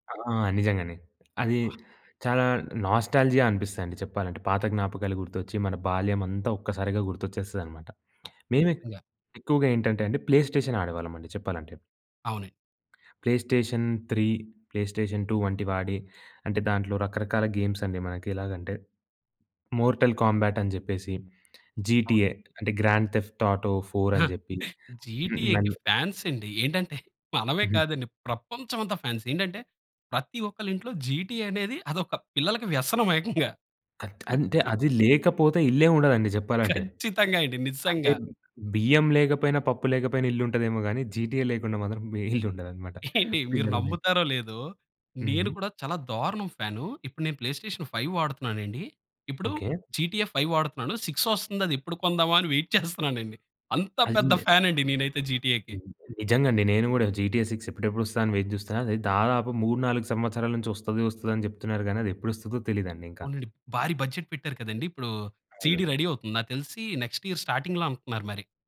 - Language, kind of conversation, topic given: Telugu, podcast, మీ బాల్యంలో మీకు అత్యంత సంతోషాన్ని ఇచ్చిన జ్ఞాపకం ఏది?
- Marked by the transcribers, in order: other background noise; in English: "నోస్టాల్జియా"; other noise; in English: "ప్లే స్టేషన్"; in English: "ప్లే స్టేషన్ త్రీ, ప్లే స్టేషన్ టూ"; in English: "గేమ్స్"; in English: "మోర్టల్ కాంబ్యాట్"; in English: "జీటీఏ"; in English: "గ్రాండ్ తెఫ్ట్ ఆటో ఫోర్"; laughing while speaking: "జీటీఏకి ఫ్యాన్స్ అండి ఏంటంటే, మనమే కాదండి"; in English: "జీటీఏకి ఫ్యాన్స్"; stressed: "ప్రపంచం"; in English: "ఫ్యాన్స్"; in English: "జీటీఏ"; chuckle; laughing while speaking: "ఖచ్చితంగా అండి నిజంగా"; in English: "జీటీఏ"; chuckle; laughing while speaking: "ఏండి, మీరు నమ్ముతారో లేదో"; in English: "ప్లే స్టేషన్ ఫైవ్"; in English: "జీటీఏ ఫైవ్"; in English: "సిక్స్"; laughing while speaking: "వెయిట్ చేస్తున్నానండి. అంత పెద్ద ఫ్యాన్ అండి నేనైతే, జీటీఏకి"; in English: "వెయిట్"; unintelligible speech; in English: "ఫ్యాన్"; in English: "జీటీఏకి"; in English: "జీటీఏ సిక్స్"; in English: "బడ్జెట్"; in English: "సీడీ రెడీ"; in English: "నెక్స్ట్ ఇయర్ స్టార్టింగ్‌లో"